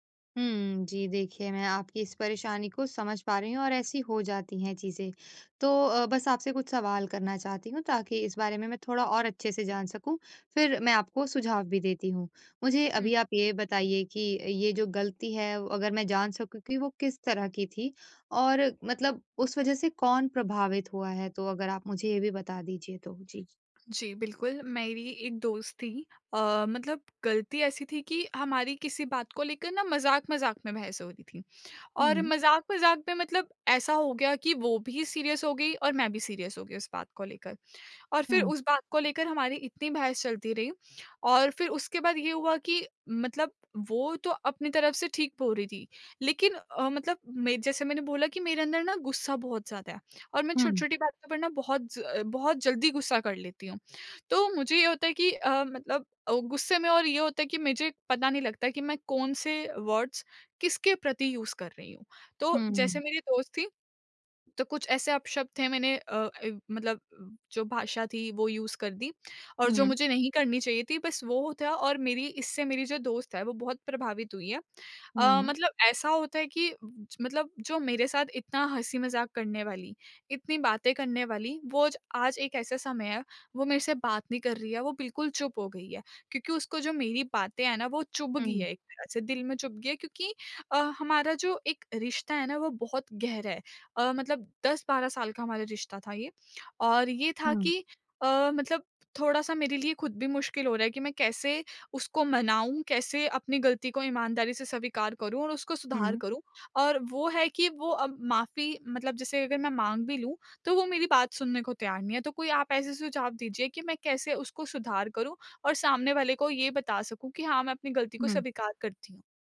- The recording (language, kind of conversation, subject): Hindi, advice, मैं अपनी गलती ईमानदारी से कैसे स्वीकार करूँ और उसे कैसे सुधारूँ?
- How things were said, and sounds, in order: in English: "सीरियस"; in English: "सीरियस"; in English: "वर्ड्स"; in English: "यूज़"; in English: "यूज़"